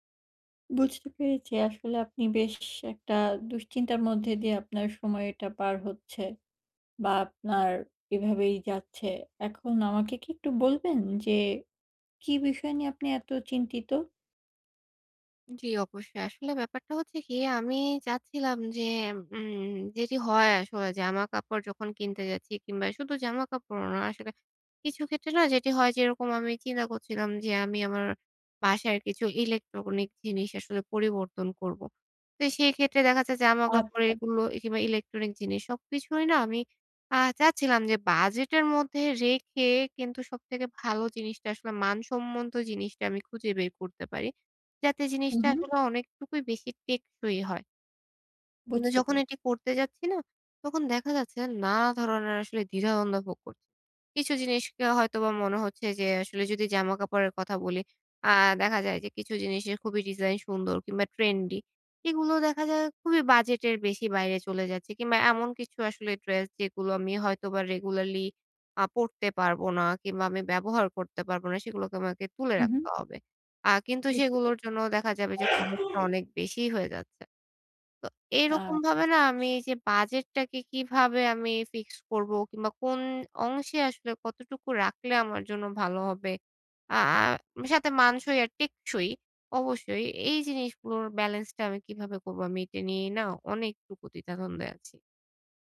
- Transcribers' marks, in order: horn; tapping; sneeze
- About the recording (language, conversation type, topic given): Bengali, advice, বাজেট সীমায় মানসম্মত কেনাকাটা